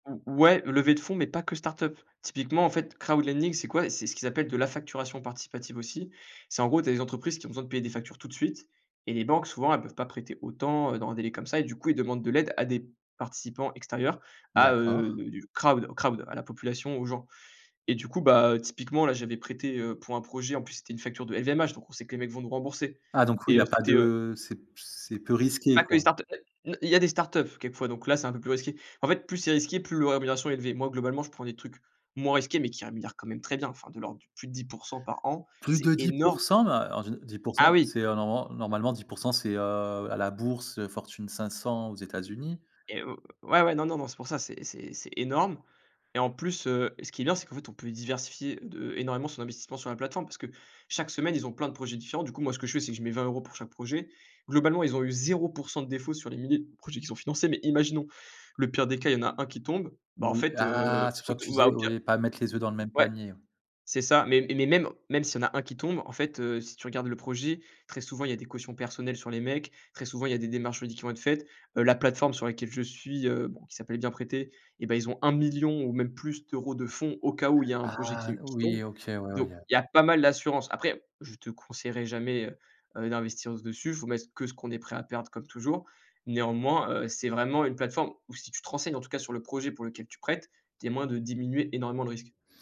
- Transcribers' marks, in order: none
- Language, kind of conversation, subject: French, podcast, Comment choisis-tu entre ta passion et la stabilité financière ?